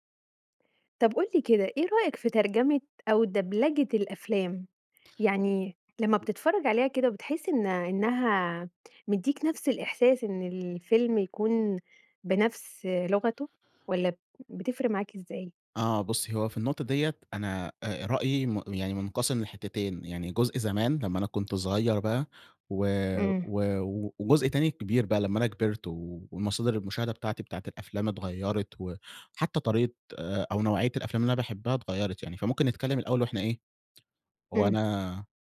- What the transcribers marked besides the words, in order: unintelligible speech
- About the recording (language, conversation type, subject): Arabic, podcast, شو رأيك في ترجمة ودبلجة الأفلام؟